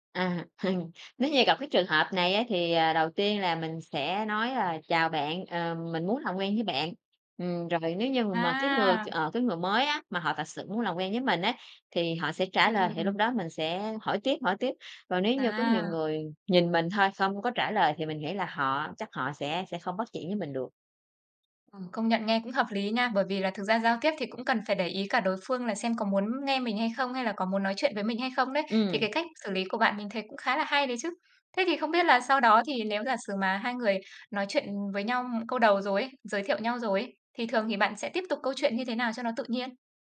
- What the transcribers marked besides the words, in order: chuckle; bird; other background noise; tapping
- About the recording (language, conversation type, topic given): Vietnamese, podcast, Bạn bắt chuyện với người mới quen như thế nào?